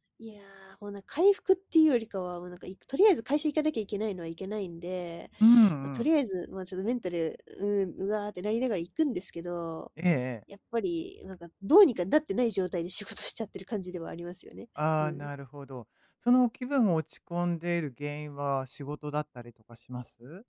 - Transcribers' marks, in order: none
- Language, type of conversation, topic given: Japanese, advice, 感情の波を穏やかにするには、どんな練習をすればよいですか？